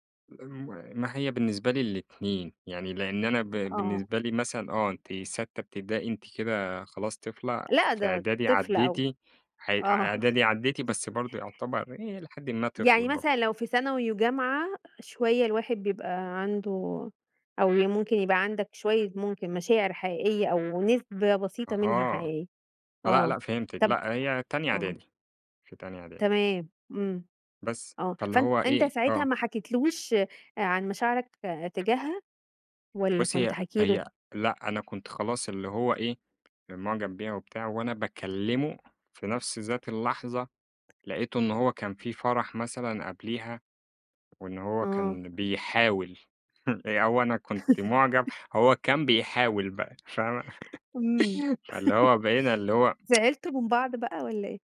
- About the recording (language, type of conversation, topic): Arabic, podcast, احكيلي عن صداقة غيّرت نظرتك للناس إزاي؟
- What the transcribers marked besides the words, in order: laugh; other background noise; tapping; chuckle; giggle; giggle; laugh; tsk